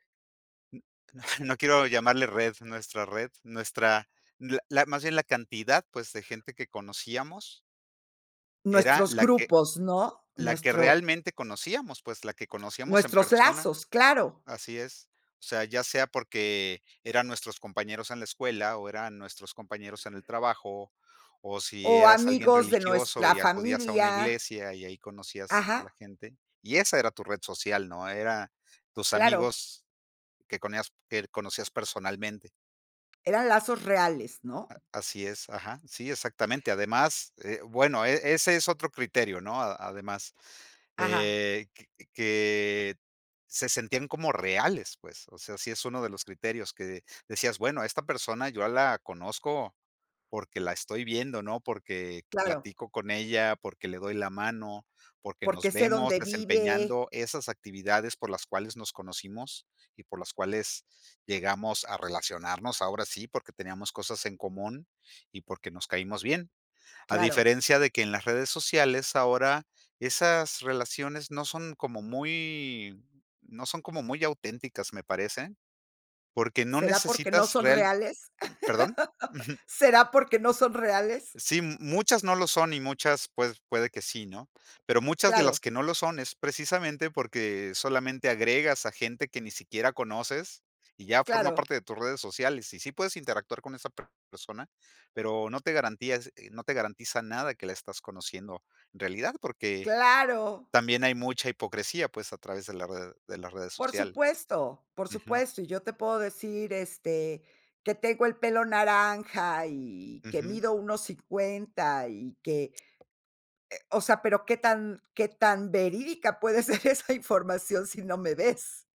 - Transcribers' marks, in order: chuckle; other background noise; laugh; tapping; other noise; laughing while speaking: "puede ser esa información si no me ves?"
- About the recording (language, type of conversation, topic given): Spanish, podcast, ¿Cómo cambian las redes sociales nuestra forma de relacionarnos?